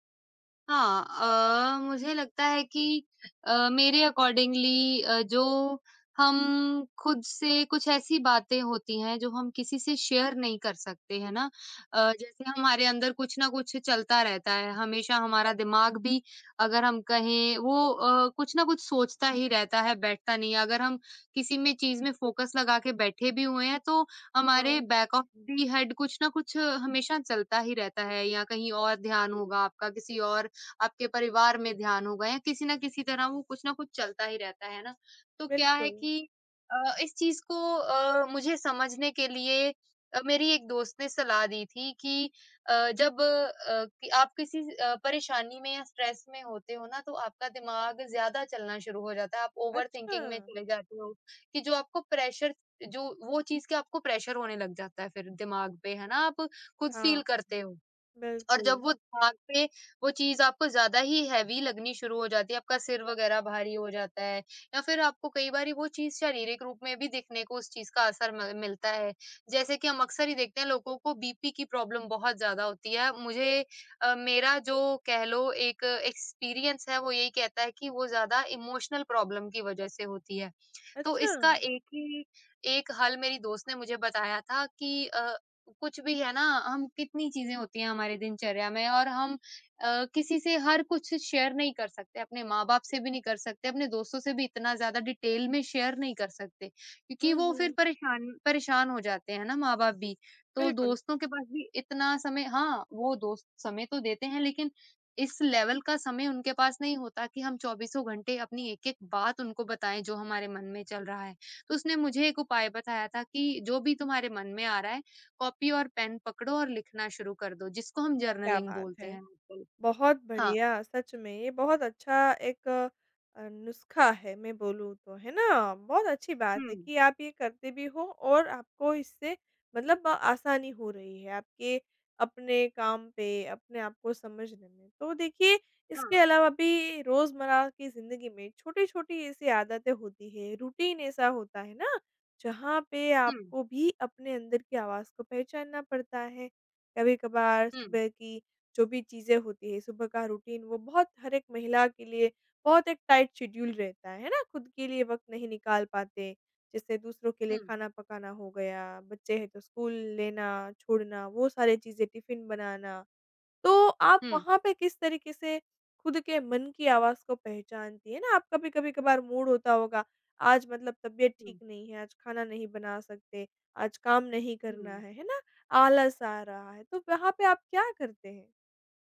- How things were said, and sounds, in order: in English: "अकॉर्डिंगली"; in English: "शेयर"; in English: "फ़ोकस"; in English: "बैक ऑफ द हेड"; in English: "स्ट्रेस"; in English: "ओवरथिंकिंग"; in English: "प्रेशर"; in English: "प्रेशर"; in English: "फ़ील"; lip smack; in English: "हैवी"; in English: "प्रॉब्लम"; in English: "एक्सपीरियंस"; in English: "इमोशनल प्रॉब्लम"; in English: "शेयर"; in English: "डिटेल"; in English: "शेयर"; tapping; in English: "लेवल"; in English: "जर्नलिंग"; unintelligible speech; in English: "रूटीन"; in English: "रूटीन"; in English: "टाइट शेड्यूल"; in English: "मूड"
- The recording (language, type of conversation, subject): Hindi, podcast, अंदर की आवाज़ को ज़्यादा साफ़ और मज़बूत बनाने के लिए आप क्या करते हैं?